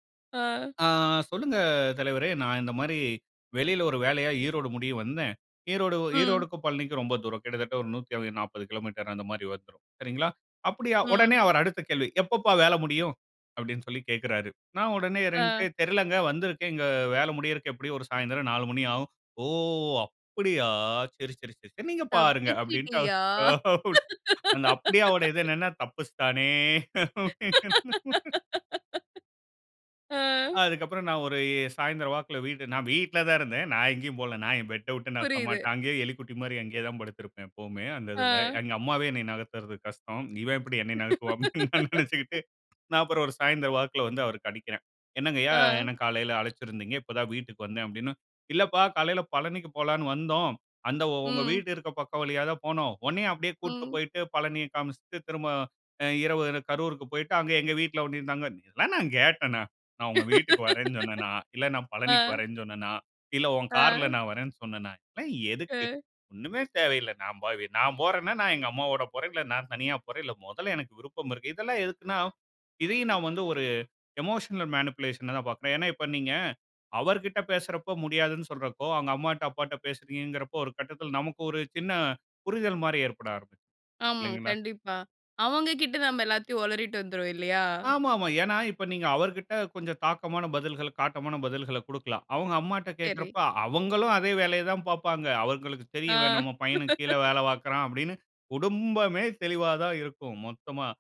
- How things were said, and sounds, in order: put-on voice: "ஓ! அப்டியா! சரி, சரி, சரி நீங்க பாருங்க"; laughing while speaking: "அந்த அப்டியாவோட இது என்னான்னா, தப்பிச்சுட்டானே!"; laugh; unintelligible speech; laugh; laughing while speaking: "அப்டின்னு நெனச்சுக்கிட்டு"; laugh; in English: "எமோஷனல் மேனிப்புலேஷனா"; laugh
- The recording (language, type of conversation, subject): Tamil, podcast, மேலாளருடன் சமநிலையைக் காக்கும் வகையில் எல்லைகளை அமைத்துக்கொள்ள நீங்கள் எப்படித் தொடங்குவீர்கள்?